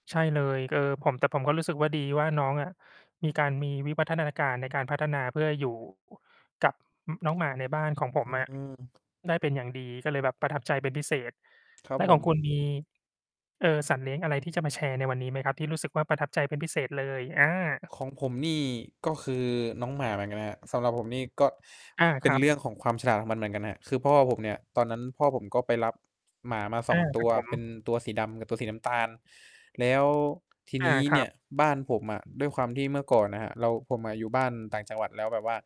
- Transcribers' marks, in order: other noise; tapping; distorted speech; other background noise
- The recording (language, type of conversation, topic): Thai, unstructured, คุณช่วยเล่าเรื่องที่ประทับใจเกี่ยวกับสัตว์เลี้ยงของคุณให้ฟังหน่อยได้ไหม?